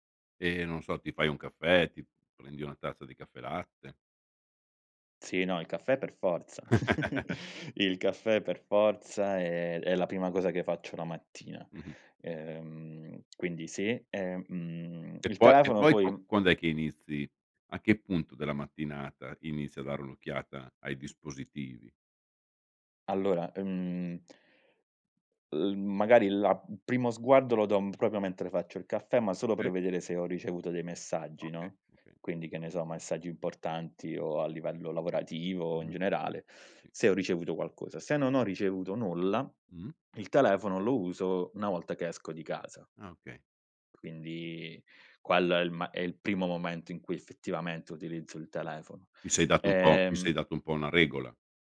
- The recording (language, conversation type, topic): Italian, podcast, Quali abitudini aiutano a restare concentrati quando si usano molti dispositivi?
- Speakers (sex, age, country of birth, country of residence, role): male, 30-34, Italy, Italy, guest; male, 55-59, Italy, Italy, host
- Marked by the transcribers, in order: chuckle; "proprio" said as "propio"; other background noise